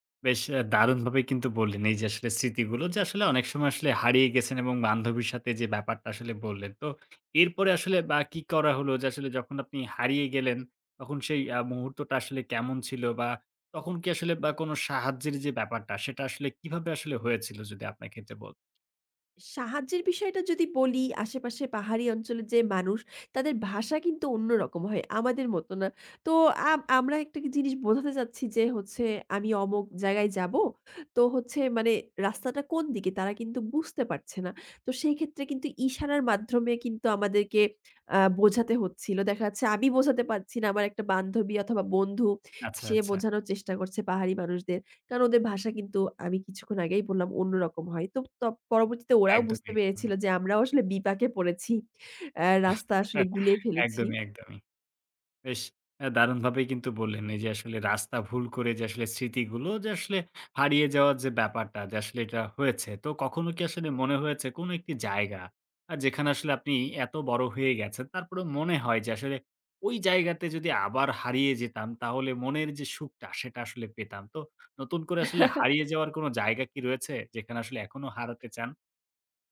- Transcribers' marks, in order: tapping; "অমুক" said as "অমক"; chuckle; chuckle
- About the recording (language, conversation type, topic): Bengali, podcast, কোথাও হারিয়ে যাওয়ার পর আপনি কীভাবে আবার পথ খুঁজে বের হয়েছিলেন?